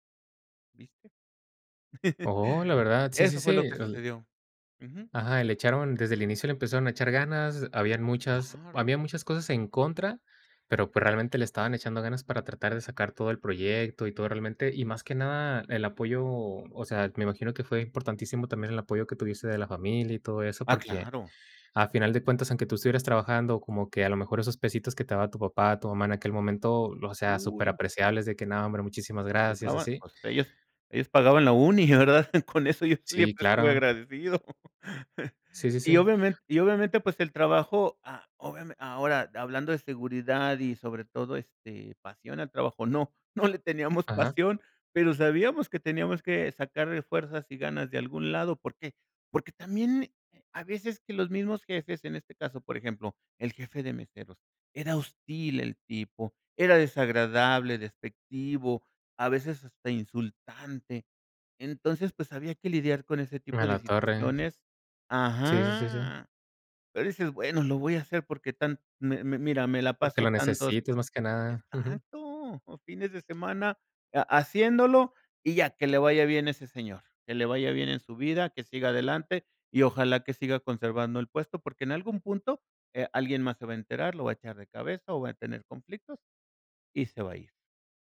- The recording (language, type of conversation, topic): Spanish, podcast, ¿Cómo decides entre la seguridad laboral y tu pasión profesional?
- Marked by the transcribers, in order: chuckle; other noise; unintelligible speech; laughing while speaking: "la verdad, con eso yo siempre estuve agradecido"; other background noise; chuckle; laughing while speaking: "no le teníamos pasión"